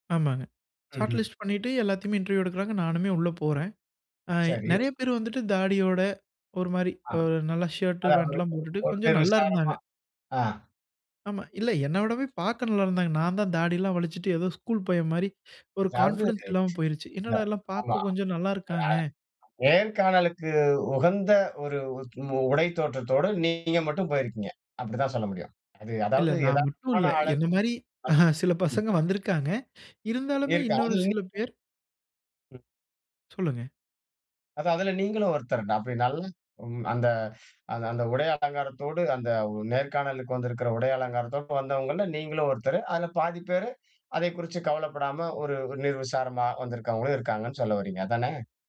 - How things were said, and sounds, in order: in English: "ஷாட் லிஸ்ட்"; in English: "இன்டெர்வியூ"; other noise; in English: "கான்பிடென்ஸ்"; laughing while speaking: "என்ன மாரி சில பசங்க வந்திருக்காங்க"; unintelligible speech
- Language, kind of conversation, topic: Tamil, podcast, உங்கள் உடைத் தேர்வு உங்கள் மனநிலையை எப்படிப் பிரதிபலிக்கிறது?